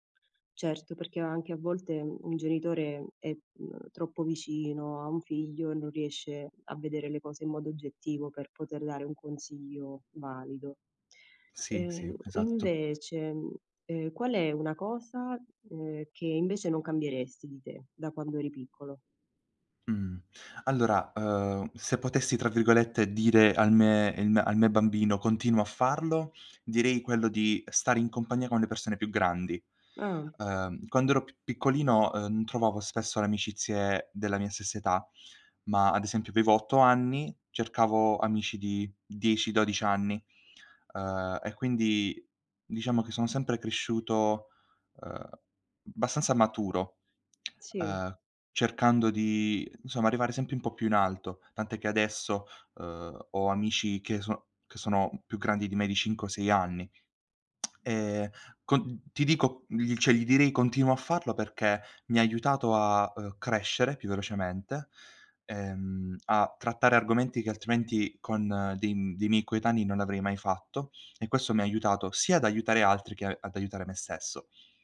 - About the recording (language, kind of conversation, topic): Italian, podcast, Quale consiglio daresti al tuo io più giovane?
- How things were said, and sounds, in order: "abbastanza" said as "bastanza"; tongue click; "sempre" said as "sempie"; lip smack; "cioè" said as "ceh"